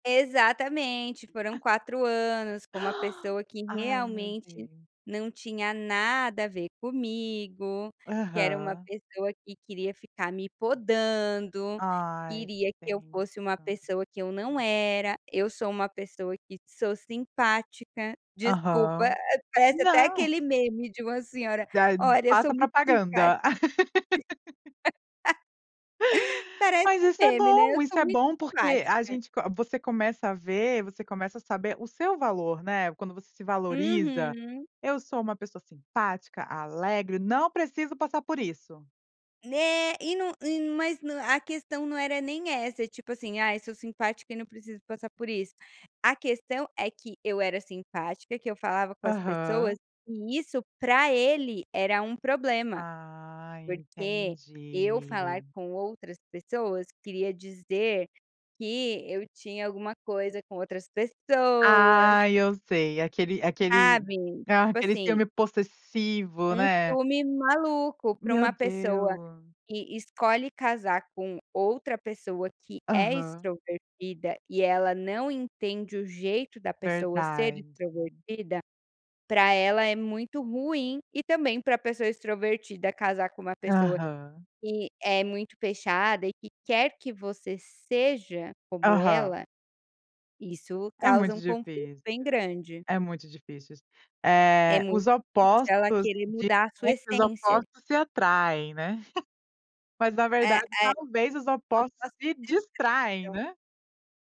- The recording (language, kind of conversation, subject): Portuguese, podcast, O que faz um casal durar além da paixão inicial?
- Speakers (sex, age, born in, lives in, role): female, 30-34, Brazil, United States, host; female, 35-39, Brazil, Portugal, guest
- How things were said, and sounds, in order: tapping; gasp; laugh; unintelligible speech; chuckle; unintelligible speech